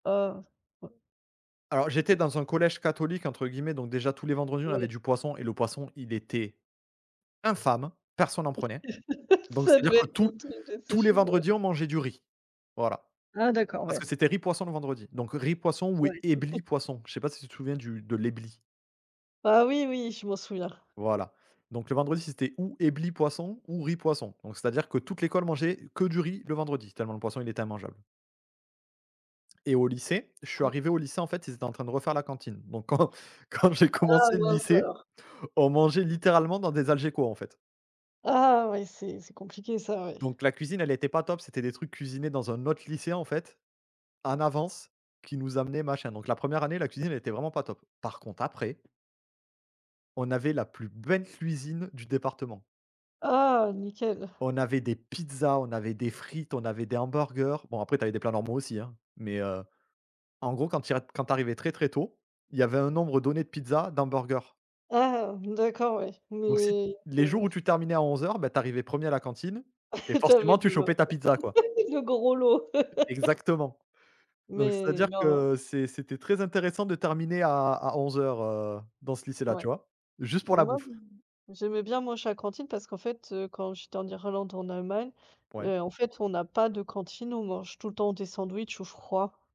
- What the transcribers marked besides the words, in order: stressed: "infâme"; laugh; unintelligible speech; chuckle; laughing while speaking: "quand"; other background noise; stressed: "belle"; stressed: "pizzas"; chuckle; unintelligible speech; laugh; tapping
- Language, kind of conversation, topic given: French, unstructured, Comment as-tu appris à cuisiner, et qui t’a le plus influencé ?